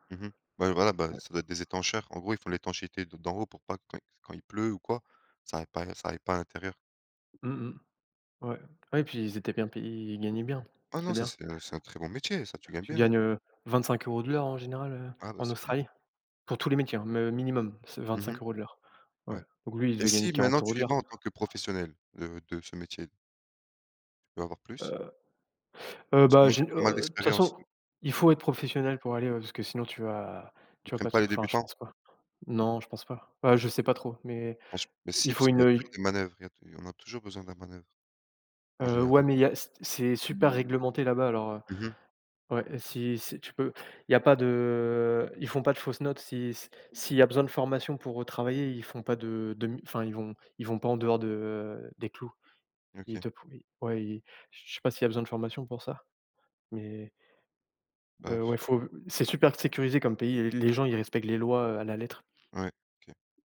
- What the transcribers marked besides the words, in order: tapping; other noise; other background noise; drawn out: "de"; sigh
- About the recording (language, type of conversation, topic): French, unstructured, Comment épargnez-vous pour vos projets futurs ?